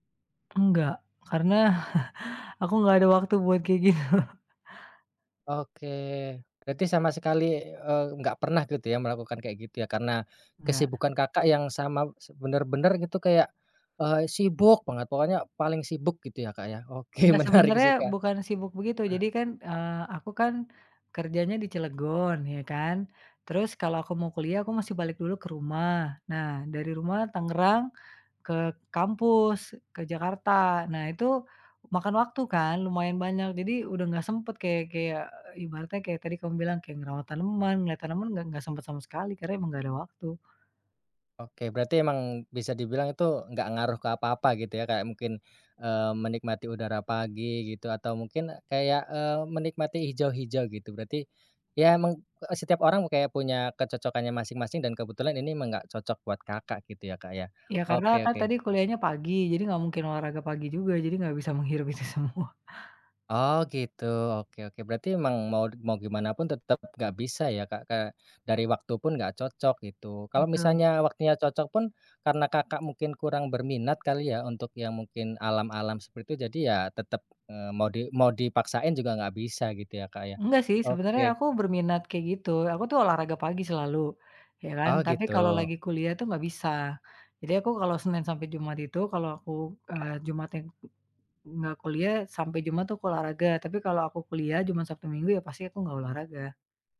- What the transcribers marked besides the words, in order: chuckle; laughing while speaking: "gitu"; stressed: "sibuk"; laughing while speaking: "oke menarik"; throat clearing; laughing while speaking: "itu semua"
- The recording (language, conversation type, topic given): Indonesian, podcast, Gimana cara kalian mengatur waktu berkualitas bersama meski sibuk bekerja dan kuliah?